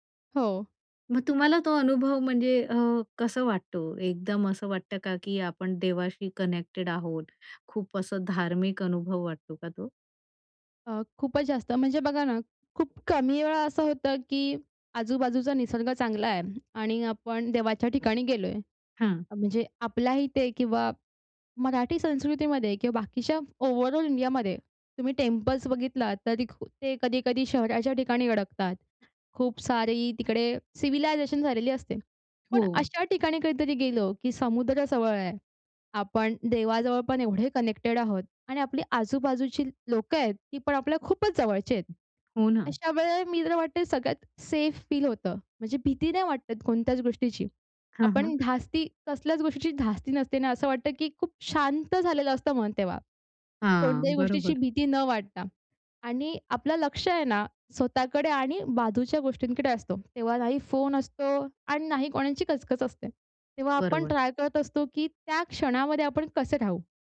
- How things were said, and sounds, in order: in English: "कनेक्टेड"; in English: "ओव्हरऑल"; in English: "टेम्पल्स"; in English: "सिव्हिलायझेशन"; in English: "कनेक्टेड"; in English: "सेफ फील"; in English: "ट्राय"
- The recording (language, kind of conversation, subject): Marathi, podcast, सूर्यास्त बघताना तुम्हाला कोणत्या भावना येतात?